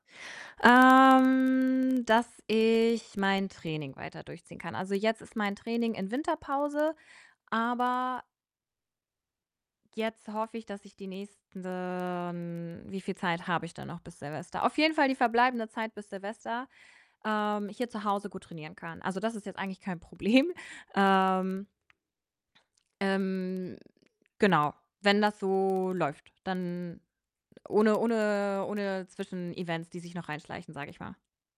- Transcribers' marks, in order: distorted speech; drawn out: "Ähm"; drawn out: "nächsten"; laughing while speaking: "Problem"; other background noise
- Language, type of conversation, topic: German, advice, Wie kann ich Aufgaben so priorisieren, dass ich schnelles Wachstum erreiche?